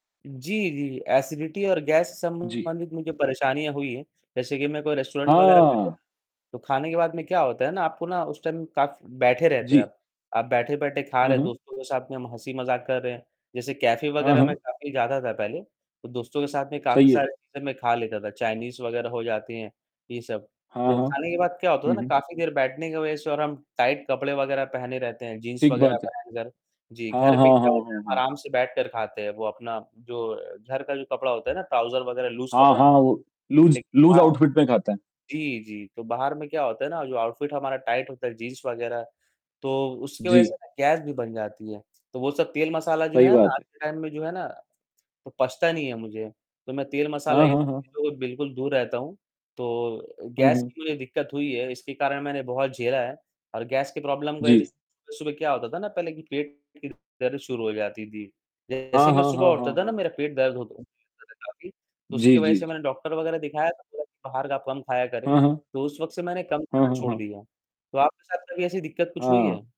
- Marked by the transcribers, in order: static; in English: "एसिडिटी"; distorted speech; other background noise; in English: "रेस्टोरेंट"; in English: "टाइम"; in English: "कैफ़े"; in English: "ट्रॉउज़र"; in English: "लूज़ लूज़ ऑउटफिट"; in English: "लूज़"; in English: "ऑउटफिट"; in English: "टाइम"; in English: "प्रॉब्लम"
- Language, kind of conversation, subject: Hindi, unstructured, बाहर का खाना खाने में आपको सबसे ज़्यादा किस बात का डर लगता है?